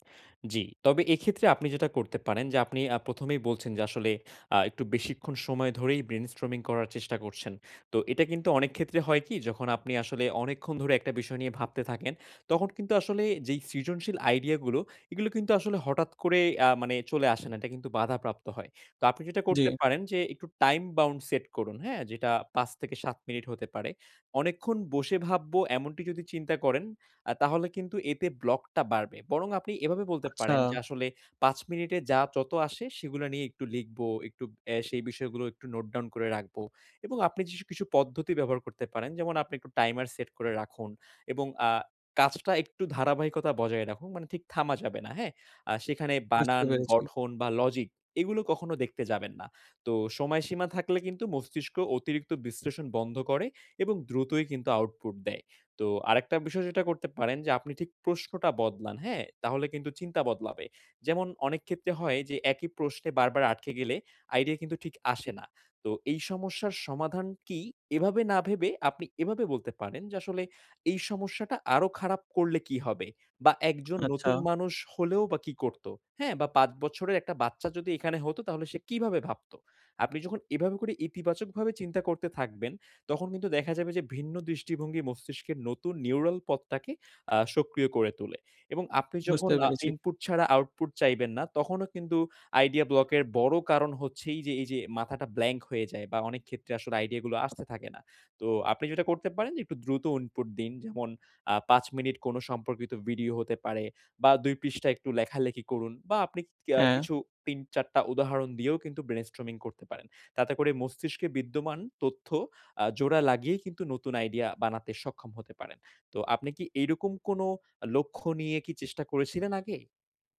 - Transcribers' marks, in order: in English: "ব্রেইনস্টর্মিং"; in English: "বাউন্ড"; in English: "ব্লক"; in English: "নোট ডাউন"; "কিছু" said as "কিশু"; tapping; in English: "নিউরাল"; in English: "ব্লক"; in English: "ব্ল্যাংক"; in English: "ব্রেইনস্টর্মিং"
- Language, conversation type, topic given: Bengali, advice, ব্রেইনস্টর্মিং সেশনে আইডিয়া ব্লক দ্রুত কাটিয়ে উঠে কার্যকর প্রতিক্রিয়া কীভাবে নেওয়া যায়?